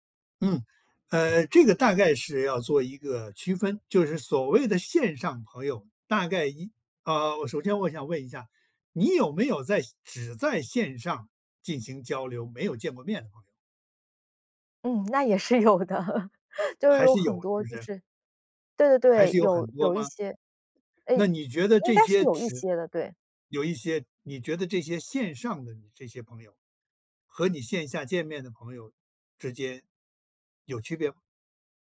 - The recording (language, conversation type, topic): Chinese, podcast, 你怎么看线上朋友和线下朋友的区别？
- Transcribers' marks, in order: other background noise; laughing while speaking: "有的"; chuckle